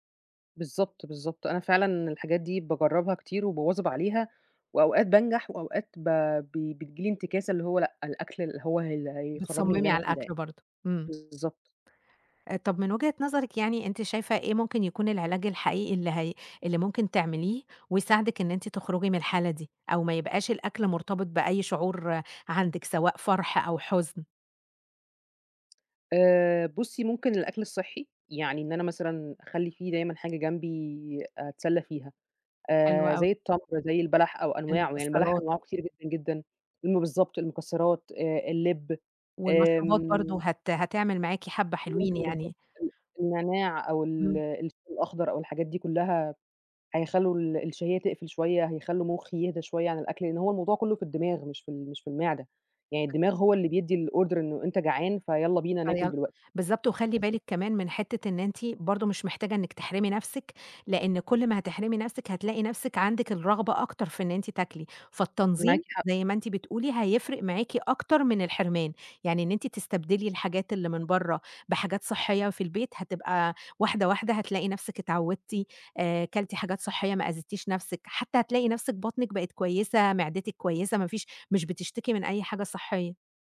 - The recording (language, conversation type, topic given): Arabic, advice, ليه باكل كتير لما ببقى متوتر أو زعلان؟
- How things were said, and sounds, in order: tapping; other noise; in English: "الorder"